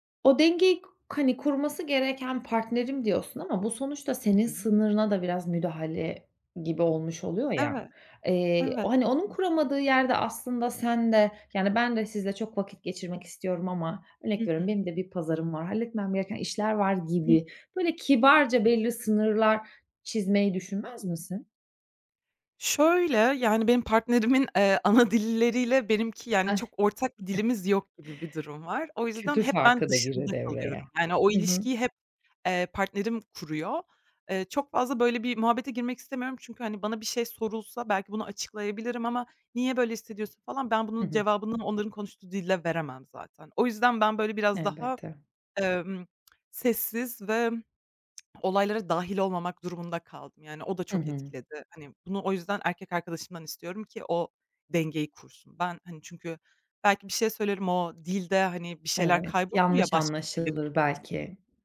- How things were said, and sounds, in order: tapping; chuckle; other background noise; unintelligible speech
- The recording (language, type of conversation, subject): Turkish, podcast, Bir ilişkiyi sürdürmek mi yoksa bitirmek mi gerektiğine nasıl karar verirsin?